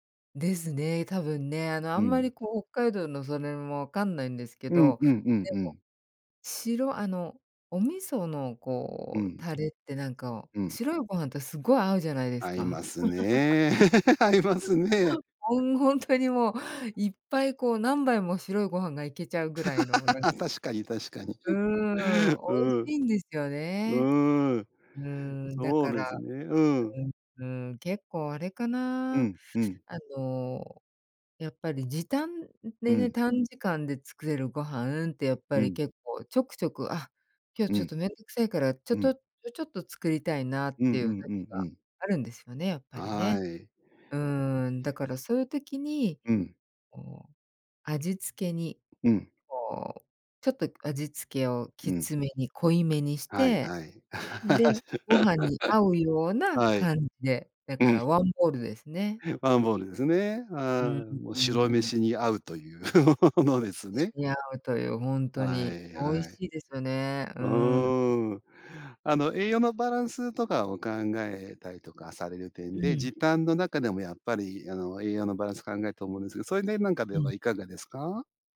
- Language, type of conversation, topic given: Japanese, podcast, 短時間で作れるご飯、どうしてる？
- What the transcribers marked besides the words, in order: laugh; laughing while speaking: "合いますね"; other background noise; laugh; laugh; laugh